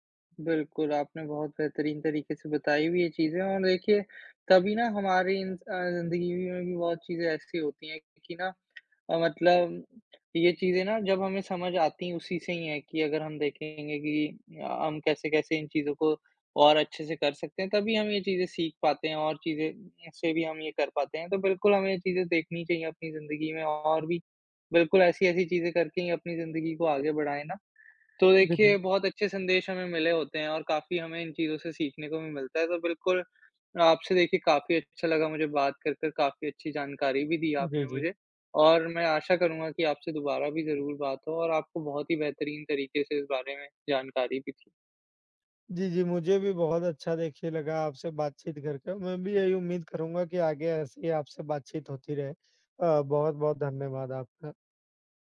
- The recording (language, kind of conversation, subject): Hindi, unstructured, क्या फिल्मों में मनोरंजन और संदेश, दोनों का होना जरूरी है?
- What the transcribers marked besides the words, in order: tapping